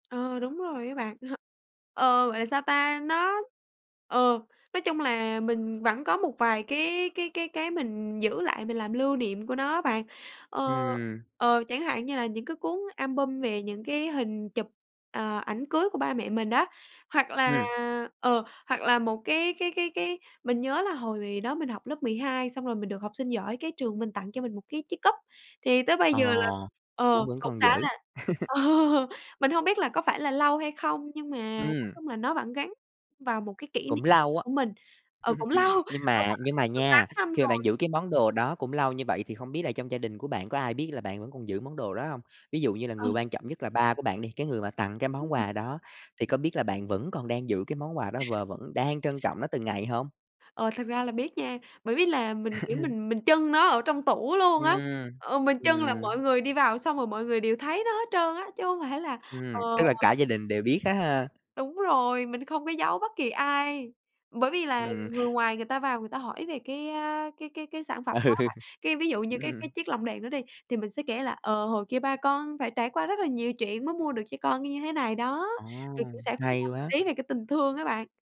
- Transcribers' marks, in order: tapping; chuckle; laughing while speaking: "ờ"; laugh; other background noise; chuckle; laughing while speaking: "lâu"; chuckle; laughing while speaking: "Ừ, ừm"; unintelligible speech
- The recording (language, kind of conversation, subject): Vietnamese, podcast, Bạn có thể kể về một món đồ gắn liền với kỷ niệm của bạn không?
- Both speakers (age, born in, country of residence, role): 20-24, Vietnam, Vietnam, guest; 25-29, Vietnam, Vietnam, host